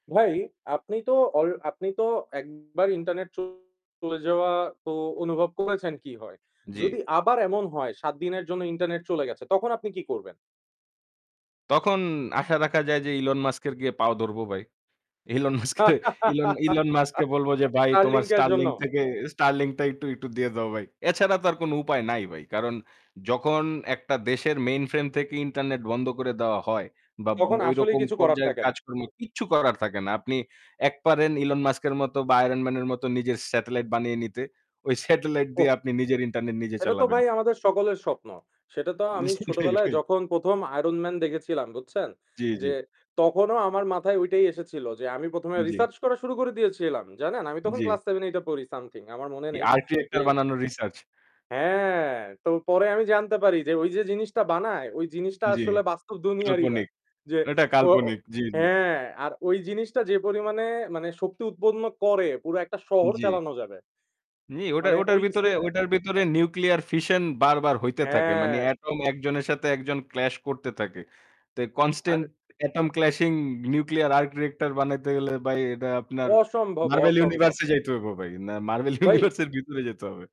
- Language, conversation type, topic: Bengali, unstructured, ইন্টারনেট ছাড়া জীবন কেমন হতে পারে?
- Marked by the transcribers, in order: distorted speech; "ভাই" said as "বাই"; laughing while speaking: "Elon Musk কে"; laugh; "ভাই" said as "বাই"; "ভাই" said as "বাই"; static; laughing while speaking: "উম সেঠাই, এঠাই"; "সেটাই, সেটাই" said as "সেঠাই, এঠাই"; "ভিতরে" said as "বিতরে"; "ভিতরে" said as "বিতরে"; "ভাই" said as "বাই"